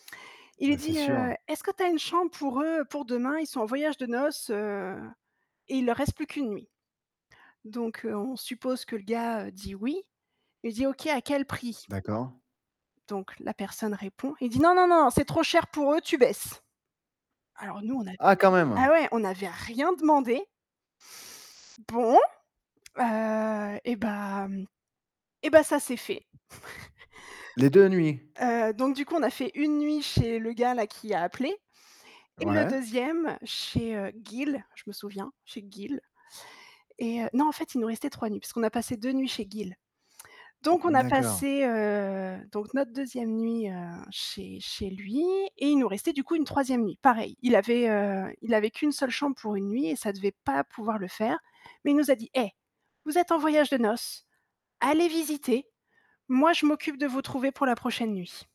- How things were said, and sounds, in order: static; unintelligible speech; stressed: "rien"; stressed: "Bon"; tapping; chuckle; other background noise
- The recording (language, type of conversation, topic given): French, podcast, Quelle rencontre mémorable as-tu faite en voyage ?